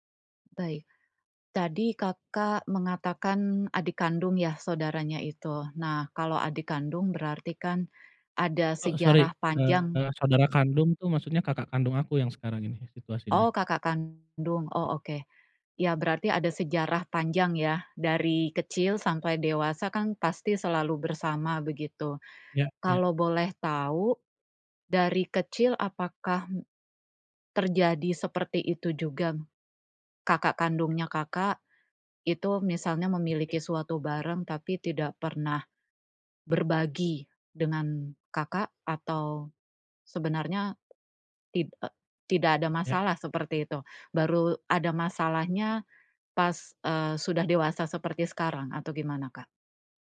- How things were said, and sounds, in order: tapping; other background noise; "juga" said as "jugam"
- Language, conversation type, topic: Indonesian, advice, Bagaimana cara bangkit setelah merasa ditolak dan sangat kecewa?